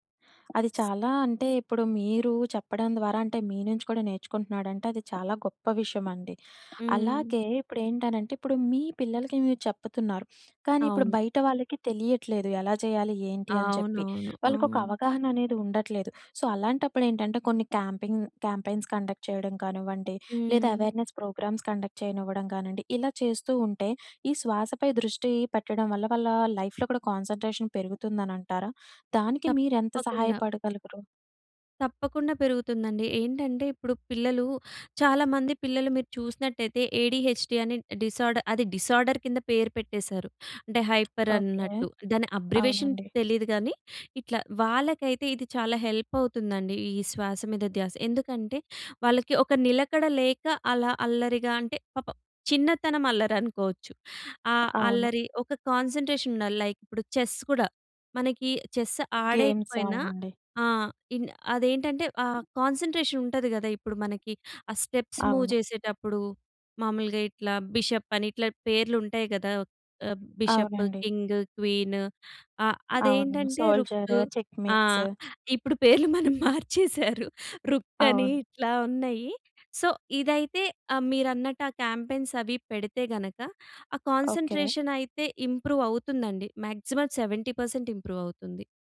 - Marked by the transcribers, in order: other background noise; in English: "సో"; in English: "క్యాంపింగ్ క్యాంపెయిన్స్ కండక్ట్"; in English: "అవేర్నెస్ ప్రోగ్రామ్స్ కండక్ట్"; in English: "లైఫ్‍లో"; in English: "కాన్సంట్రేషన్"; in English: "ఏడిహెచ్‍డి"; in English: "డిసార్డర్"; in English: "డిసార్డర్"; in English: "హైపర్"; in English: "అబ్రివియేషన్"; in English: "హెల్ప్"; in English: "కాన్సంట్రేషన్"; in English: "లైక్"; in English: "చెస్"; in English: "గేమ్స్"; in English: "చెస్"; in English: "కాన్సంట్రేషన్"; in English: "స్టెప్స్ మూవ్"; in English: "సోల్జర్ చెక్‌మేట్స్"; giggle; in English: "సో"; in English: "క్యాంపెయిన్స్"; in English: "కాన్సంట్రేషన్"; in English: "ఇంప్రూవ్"; in English: "మాక్సిమం సెవెంటీ పర్సెంట్ ఇంప్రూవ్"
- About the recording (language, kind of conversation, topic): Telugu, podcast, శ్వాసపై దృష్టి పెట్టడం మీకు ఎలా సహాయపడింది?